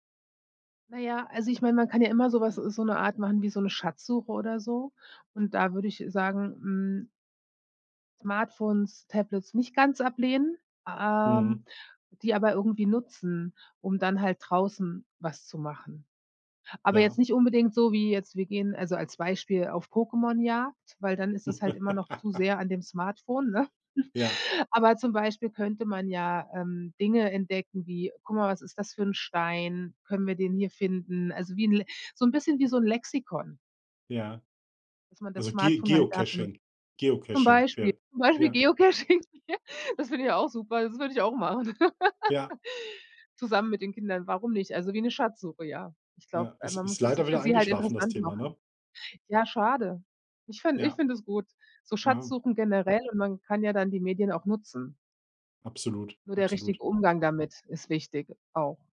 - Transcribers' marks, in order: laugh; chuckle; laughing while speaking: "Geocaching"; laugh; laugh
- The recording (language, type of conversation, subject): German, podcast, Was war deine liebste Beschäftigung an Regentagen?